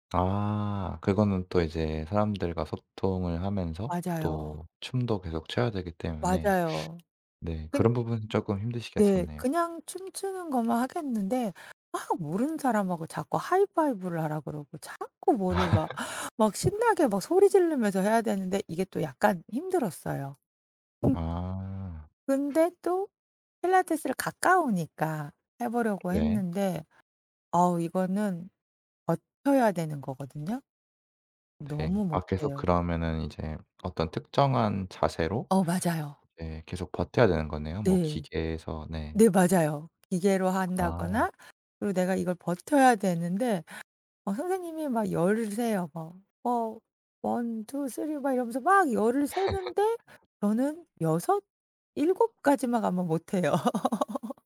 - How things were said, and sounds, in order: tapping; other background noise; laugh; laugh; laugh; laugh
- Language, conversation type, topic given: Korean, advice, 운동을 시작하고 싶은데 동기가 부족해서 시작하지 못할 때 어떻게 하면 좋을까요?